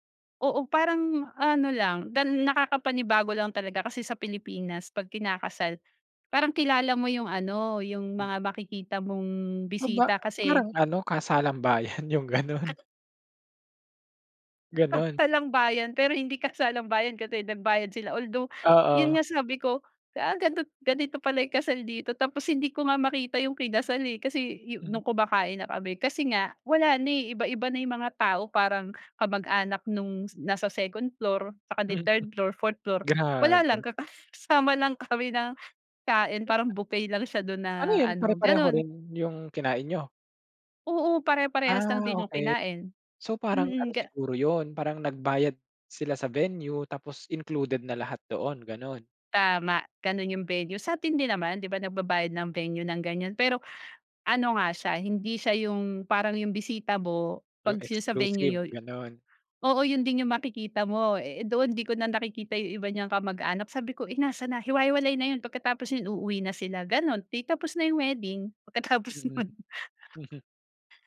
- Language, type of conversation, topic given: Filipino, podcast, Maaari mo bang ikuwento ang isang handaang dinaluhan mo na nagsama-sama ang mga tao mula sa iba’t ibang kultura?
- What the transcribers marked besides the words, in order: laughing while speaking: "yung ganun"; laughing while speaking: "Kasalang-bayan"; laughing while speaking: "wala lang"; unintelligible speech; chuckle